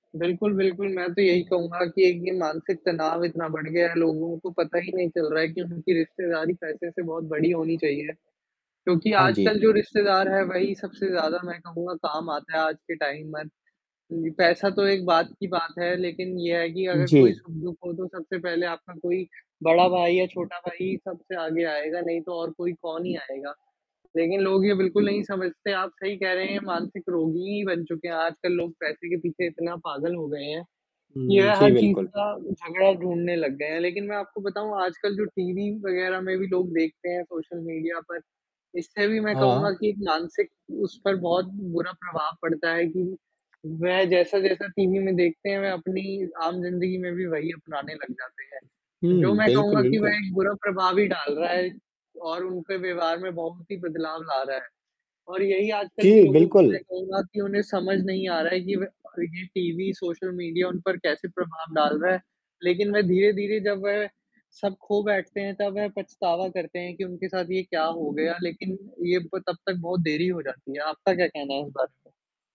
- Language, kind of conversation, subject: Hindi, unstructured, आपके अनुसार झगड़ा कब शुरू होता है?
- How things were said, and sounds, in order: static; in English: "टाइम"; other noise; distorted speech